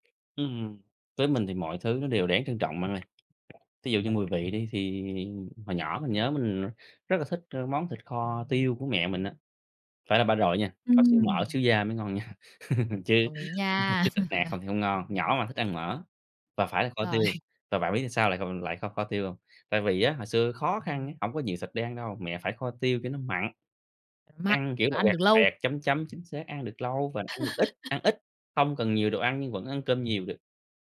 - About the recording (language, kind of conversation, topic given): Vietnamese, podcast, Những bữa cơm gia đình có ý nghĩa như thế nào đối với bạn?
- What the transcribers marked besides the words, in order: tapping; laughing while speaking: "nha"; laugh; laugh; chuckle; laugh